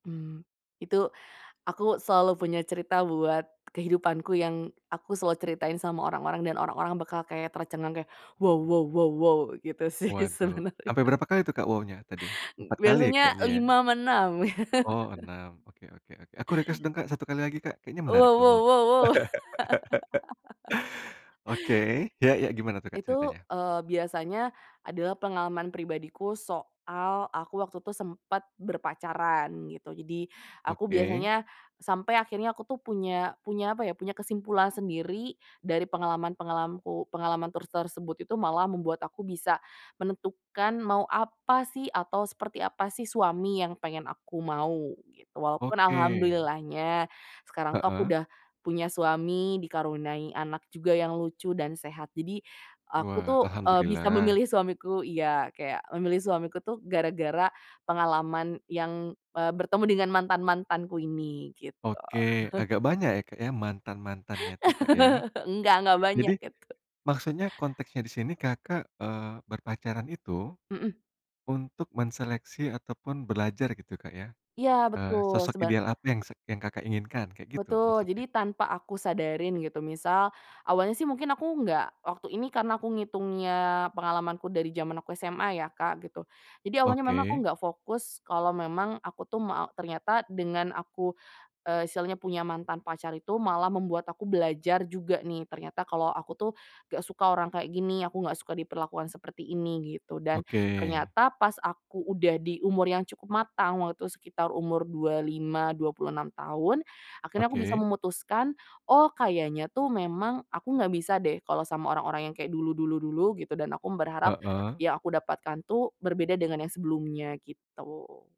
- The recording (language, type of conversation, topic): Indonesian, podcast, Bagaimana kamu mengubah pengalaman pribadi menjadi cerita yang menarik?
- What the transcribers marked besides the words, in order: laughing while speaking: "sih, sebenernya"; laughing while speaking: "ya, kan"; in English: "request"; laugh; chuckle; laugh